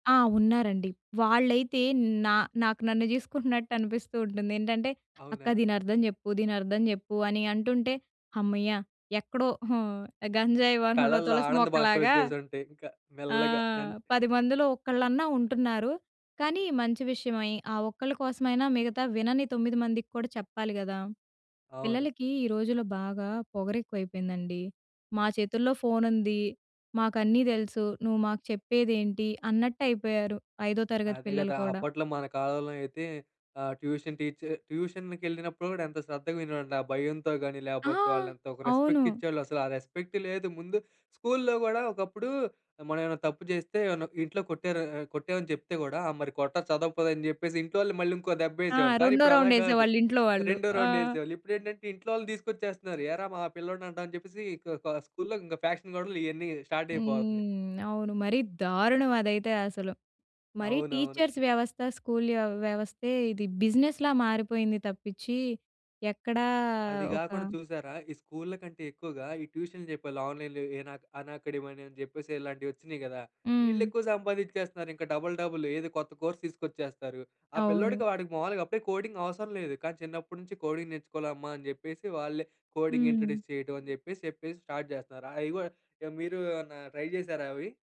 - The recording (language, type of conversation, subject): Telugu, podcast, పాఠం ముగిసిన తర్వాత పిల్లలకు అదనపు పాఠాలు ఎక్కువగా ఎందుకు చేయిస్తారు?
- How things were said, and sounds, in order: in English: "ట్యూషన్ టీచర్"; in English: "రెస్పెక్ట్"; in English: "రెస్పెక్ట్"; in English: "స్కూల్‌లో"; in English: "రౌండ్"; in English: "రౌండ్"; in English: "స్కూల్‌లో"; in English: "ఫ్యాక్షన్"; in English: "స్టార్ట్"; in English: "టీచర్స్"; in English: "స్కూల్"; in English: "బిజినెస్‌లా"; in English: "ట్యూషన్"; in English: "ఆన్లైన్‌లో ఎనా అనకాడమీ"; in English: "డబుల్ డబుల్"; in English: "కోర్స్"; in English: "కోడింగ్"; in English: "కోడింగ్"; in English: "కోడింగ్ ఇంట్రొడ్యూస్"; in English: "స్టార్ట్"; in English: "ట్రై"